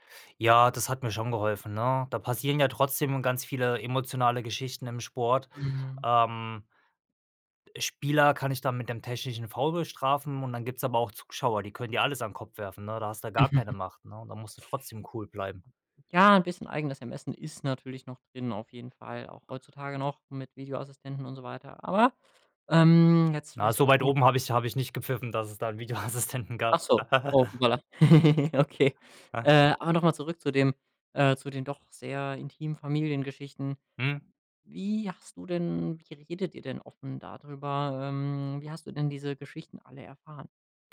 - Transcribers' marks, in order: "Zuschauer" said as "Zugschauer"; chuckle; other noise; other background noise; laughing while speaking: "Videoassistenten"; chuckle; giggle
- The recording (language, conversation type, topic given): German, podcast, Welche Geschichten über Krieg, Flucht oder Migration kennst du aus deiner Familie?